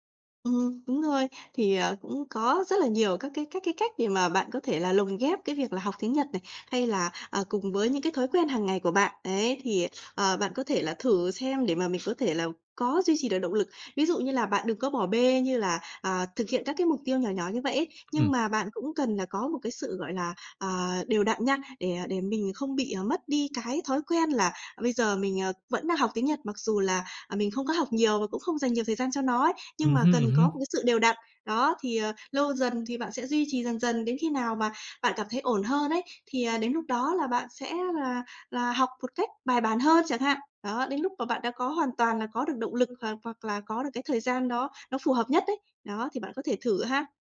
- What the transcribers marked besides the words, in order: other background noise; tapping
- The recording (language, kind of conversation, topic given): Vietnamese, advice, Làm sao để bắt đầu theo đuổi mục tiêu cá nhân khi tôi thường xuyên trì hoãn?